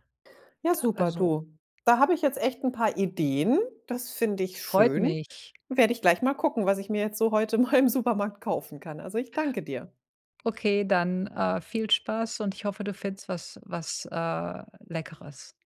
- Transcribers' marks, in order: laughing while speaking: "mal"
- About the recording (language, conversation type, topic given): German, advice, Wie kann ich dauerhaft gesündere Essgewohnheiten etablieren?